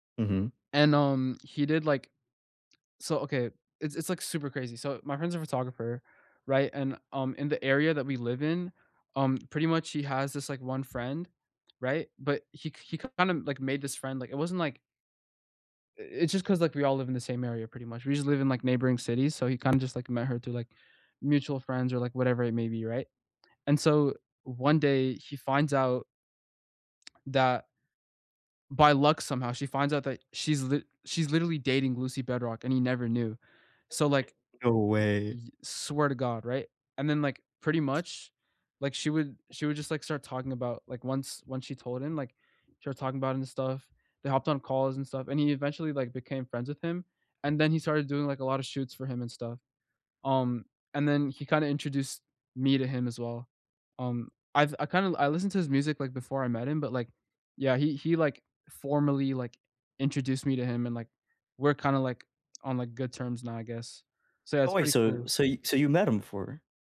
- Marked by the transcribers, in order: other background noise
- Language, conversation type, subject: English, unstructured, What helps you unplug and truly rest, and how can we support each other as we recharge?
- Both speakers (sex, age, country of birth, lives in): male, 18-19, United States, United States; male, 20-24, United States, United States